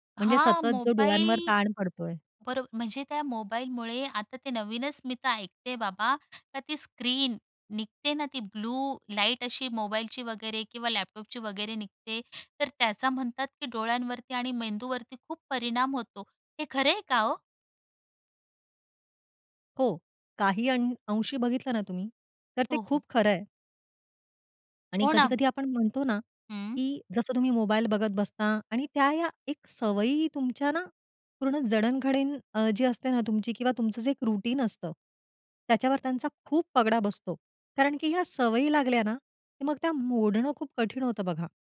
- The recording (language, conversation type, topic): Marathi, podcast, ठराविक वेळेवर झोपण्याची सवय कशी रुजवली?
- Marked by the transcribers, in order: tapping; in English: "रुटीन"